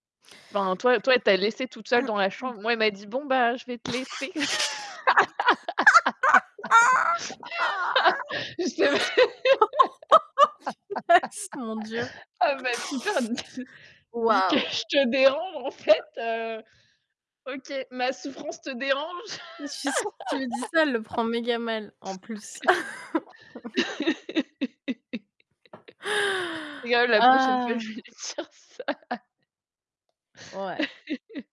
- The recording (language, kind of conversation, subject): French, unstructured, Les récits de choix difficiles sont-ils plus percutants que ceux de décisions faciles ?
- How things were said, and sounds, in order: static; throat clearing; other background noise; giggle; laugh; laughing while speaking: "C'est"; laugh; laughing while speaking: "dis"; laughing while speaking: "que je"; distorted speech; laugh; laughing while speaking: "Je rigole"; chuckle; tapping; laughing while speaking: "vais lui dire ça"; chuckle